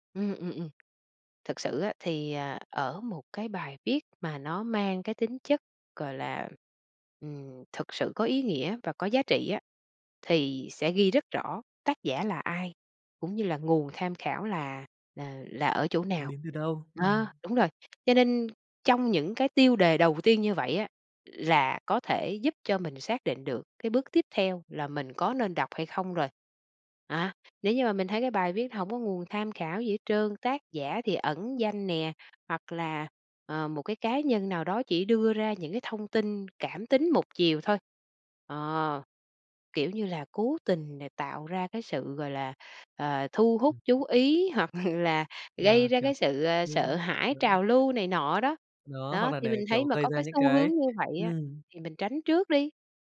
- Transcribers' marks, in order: tapping; other background noise; laughing while speaking: "hoặc là"
- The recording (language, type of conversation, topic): Vietnamese, podcast, Bạn đánh giá và kiểm chứng nguồn thông tin như thế nào trước khi dùng để học?